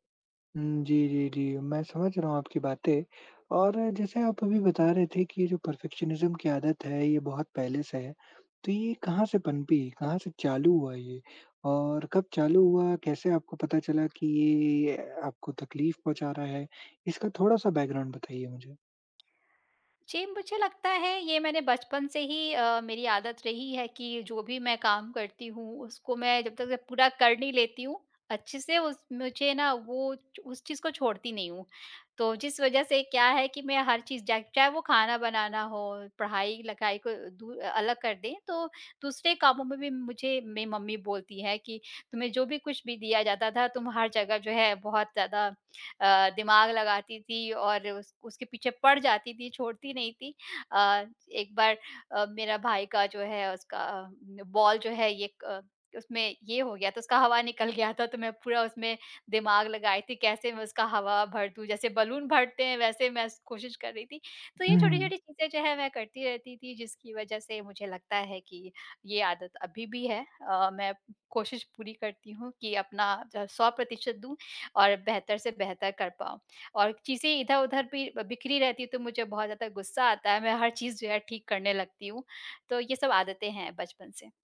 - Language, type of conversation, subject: Hindi, advice, परफेक्शनिज्म के कारण काम पूरा न होने और खुद पर गुस्सा व शर्म महसूस होने का आप पर क्या असर पड़ता है?
- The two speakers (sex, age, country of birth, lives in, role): female, 35-39, India, India, user; male, 20-24, India, India, advisor
- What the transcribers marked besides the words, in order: in English: "परफेक्शनिज़्म"; in English: "बैकग्राउंड"; in English: "बॉल"; laughing while speaking: "निकल गया था"